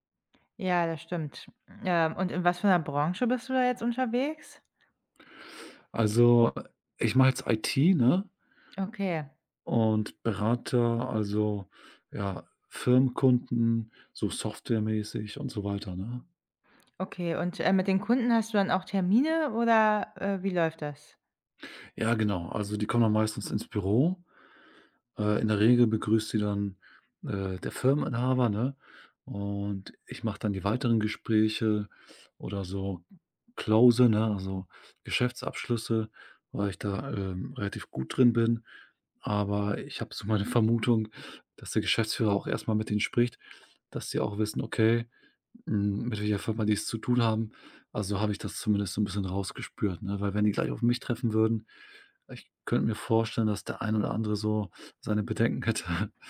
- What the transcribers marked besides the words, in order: in English: "close"; laughing while speaking: "hätte"
- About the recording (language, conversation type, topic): German, advice, Wie fühlst du dich, wenn du befürchtest, wegen deines Aussehens oder deines Kleidungsstils verurteilt zu werden?